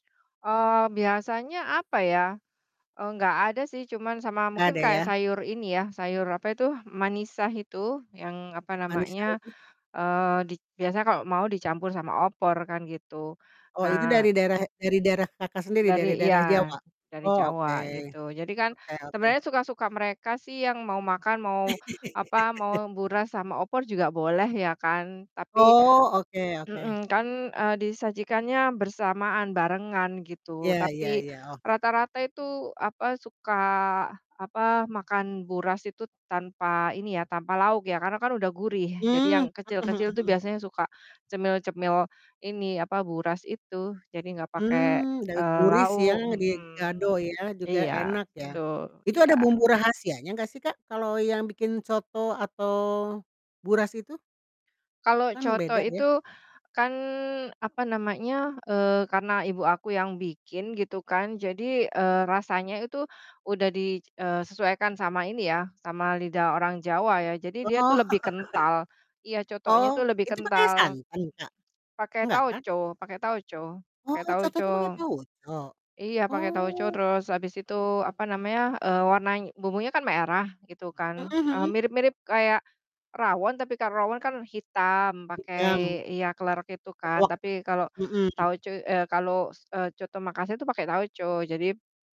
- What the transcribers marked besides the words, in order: distorted speech; other background noise; laugh; laugh
- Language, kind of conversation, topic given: Indonesian, podcast, Apa makanan warisan keluarga yang paling sering dimasak saat kamu masih kecil?